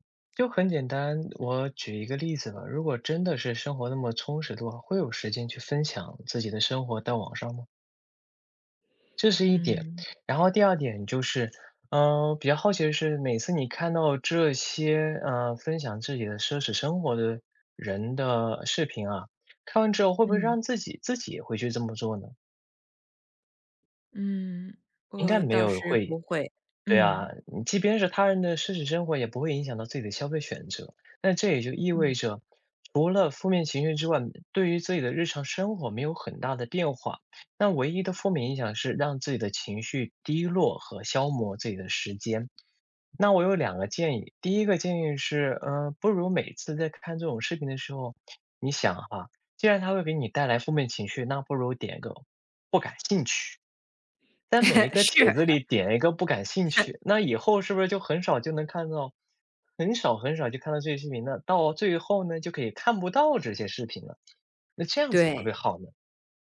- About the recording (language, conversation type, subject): Chinese, advice, 社交媒体上频繁看到他人炫耀奢华生活时，为什么容易让人产生攀比心理？
- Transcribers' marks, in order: tapping; other background noise; other noise; chuckle; chuckle